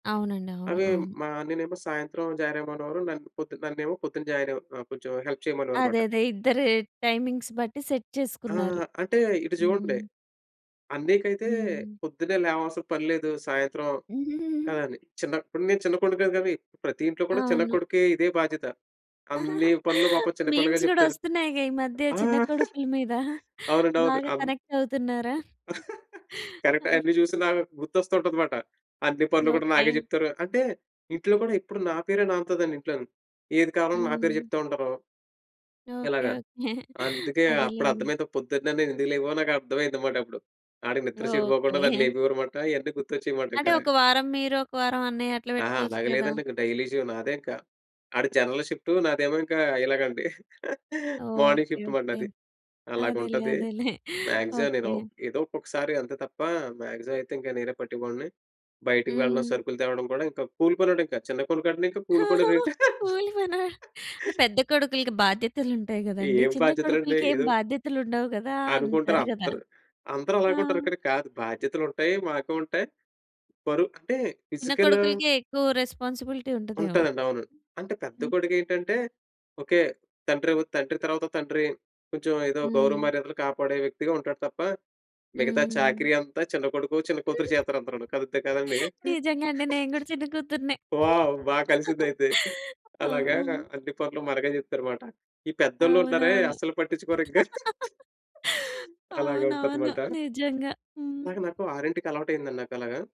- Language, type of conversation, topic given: Telugu, podcast, రోజువారీ పనిలో మీకు అత్యంత ఆనందం కలిగేది ఏమిటి?
- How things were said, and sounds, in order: in English: "హెల్ప్"; in English: "టైమింగ్స్"; in English: "సెట్"; giggle; giggle; laughing while speaking: "మీమ్స్ గూడా వస్తున్నాయిగా ఈ మధ్య చిన్న కొడుకుల మీద. బాగా కనెక్ట్ అవుతున్నారా?"; in English: "మీమ్స్"; chuckle; tapping; laugh; in English: "కనెక్ట్"; chuckle; in English: "డైలీ"; in English: "జనరల్ షిఫ్ట్"; laugh; in English: "మార్నింగ్ షిఫ్ట్"; in English: "మ్యాక్సిమమ్"; chuckle; in English: "కూలి పనా?"; laugh; in English: "రెస్పాన్సిబిలిటీ"; giggle; chuckle; in English: "వావ్!"; laugh; chuckle